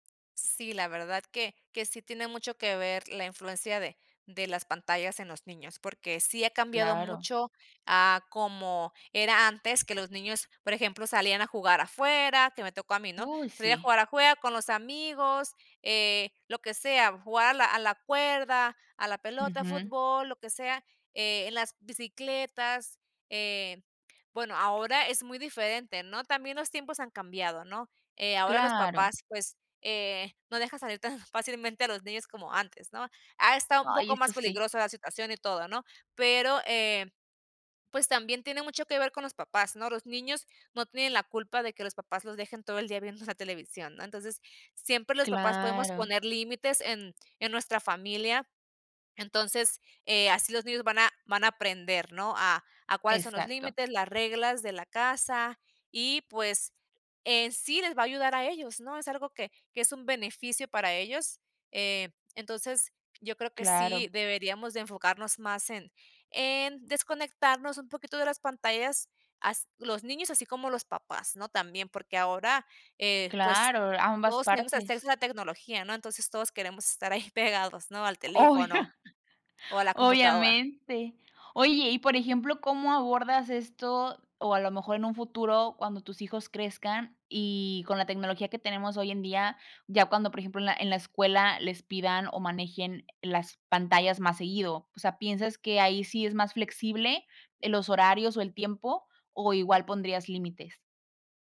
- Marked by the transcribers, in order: laughing while speaking: "tan"; laughing while speaking: "ahí"; laughing while speaking: "ya"
- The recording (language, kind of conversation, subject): Spanish, podcast, ¿Qué reglas tienen respecto al uso de pantallas en casa?